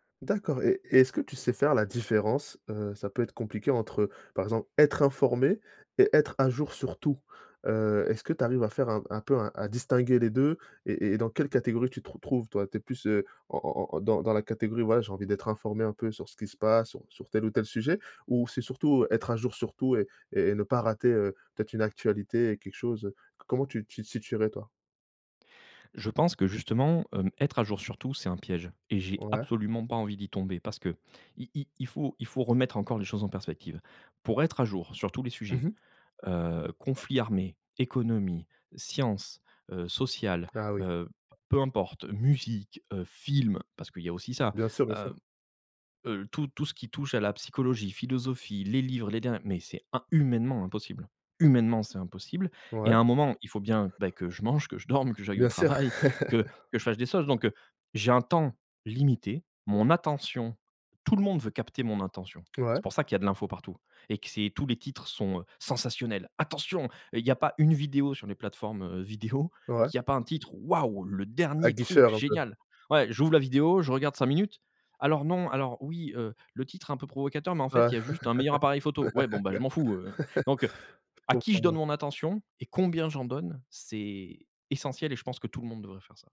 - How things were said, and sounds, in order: stressed: "absolument"; tapping; stressed: "humainement"; stressed: "Humainement"; laugh; stressed: "sensationnels. Attention"; put-on voice: "Attention"; laughing while speaking: "vidéo"; stressed: "waouh"; stressed: "dernier"; stressed: "génial"; laugh; stressed: "combien"
- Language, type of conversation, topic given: French, podcast, Comment faites-vous votre veille sans vous noyer sous l’information ?